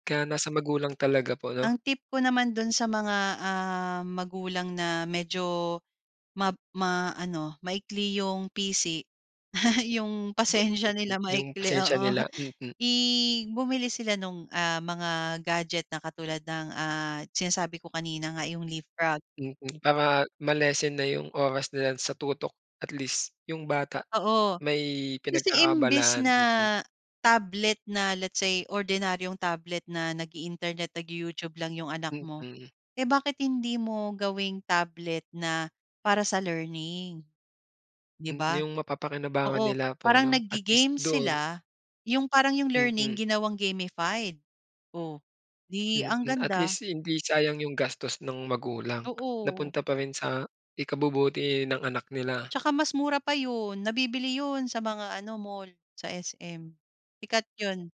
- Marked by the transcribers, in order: tapping; laugh; unintelligible speech
- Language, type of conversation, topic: Filipino, podcast, Ano ang papel ng pamilya sa paghubog ng isang estudyante, para sa iyo?